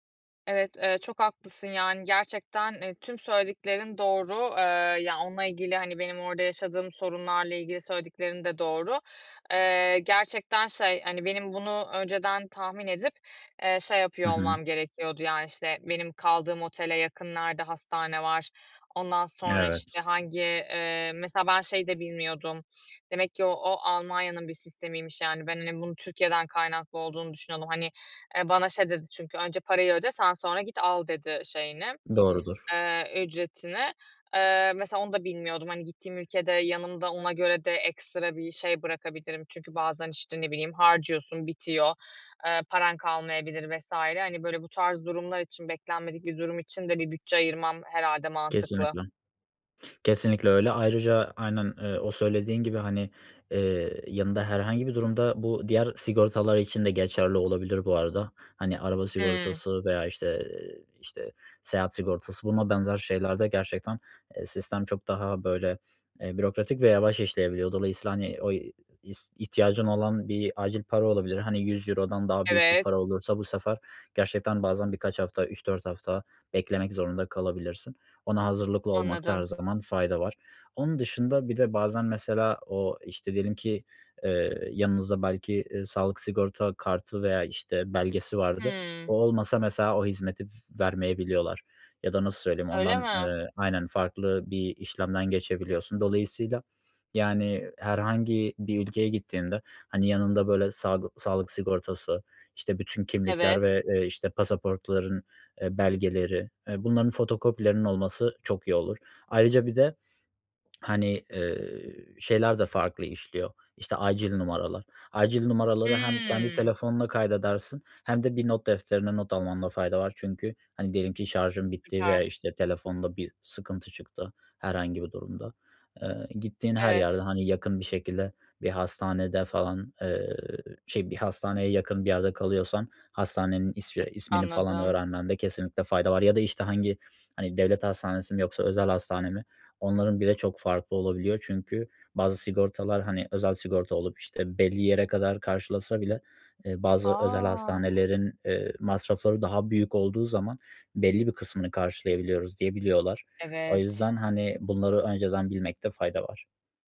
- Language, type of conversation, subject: Turkish, advice, Seyahat sırasında beklenmedik durumlara karşı nasıl hazırlık yapabilirim?
- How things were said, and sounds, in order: tapping; sniff; other background noise